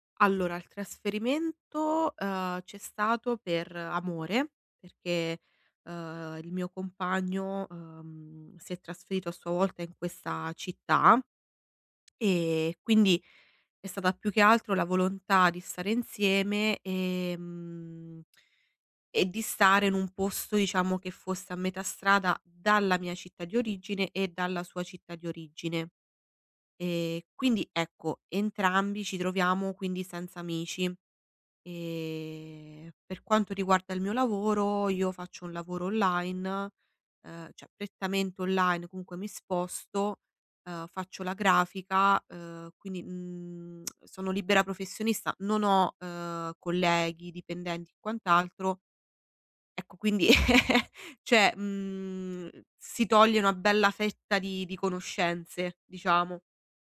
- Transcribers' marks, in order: tapping; other background noise; "cioè" said as "ceh"; tongue click; laugh
- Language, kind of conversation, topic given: Italian, advice, Come posso fare nuove amicizie e affrontare la solitudine nella mia nuova città?